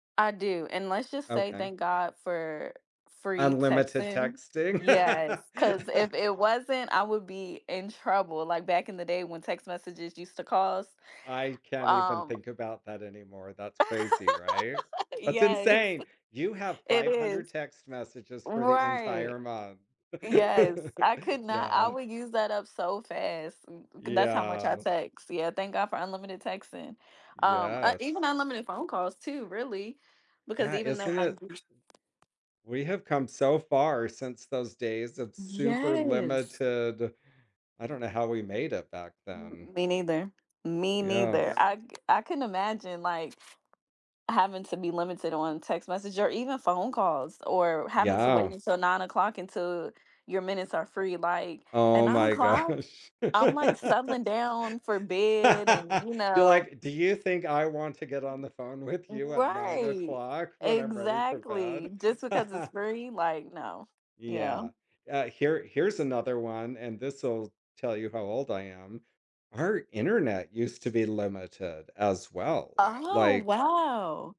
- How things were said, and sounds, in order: other background noise; laugh; laugh; tapping; laughing while speaking: "Yes"; laugh; background speech; laughing while speaking: "gosh"; laugh; laughing while speaking: "with"; laugh
- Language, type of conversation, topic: English, unstructured, How do your communication preferences shape your relationships and daily interactions?
- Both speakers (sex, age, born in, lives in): female, 30-34, United States, United States; male, 50-54, United States, United States